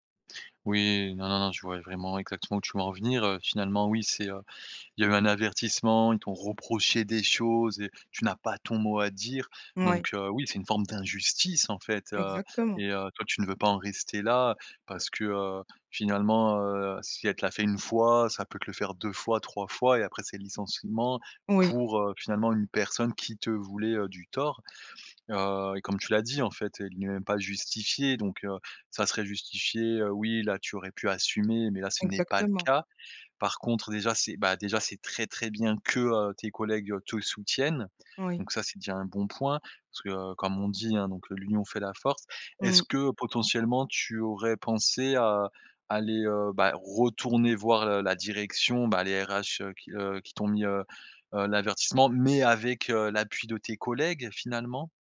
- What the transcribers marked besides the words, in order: none
- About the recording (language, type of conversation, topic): French, advice, Comment ta confiance en toi a-t-elle diminué après un échec ou une critique ?